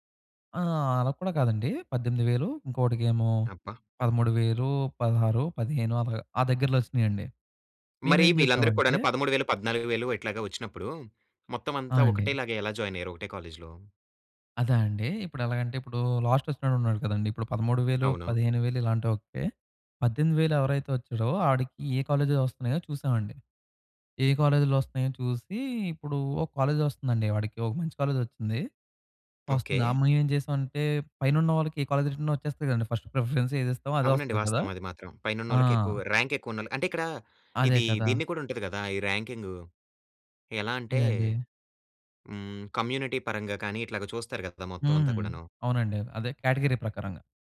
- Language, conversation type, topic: Telugu, podcast, ఒక కొత్త సభ్యుడిని జట్టులో ఎలా కలుపుకుంటారు?
- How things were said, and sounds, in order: in English: "జాయిన్"; in English: "కాలేజ్‌లో?"; in English: "లాస్ట్"; in English: "కాలేజ్"; in English: "కాలేజ్"; in English: "ఫస్ట్ ప్రిఫరెన్స్"; in English: "ర్యాంక్"; in English: "ర్యాంకింగ్"; in English: "కేటగిరీ"